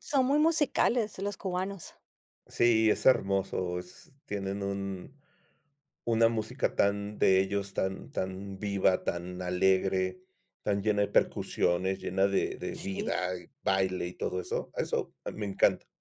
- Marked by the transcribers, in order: tapping
- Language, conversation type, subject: Spanish, podcast, ¿Qué te motiva a viajar y qué buscas en un viaje?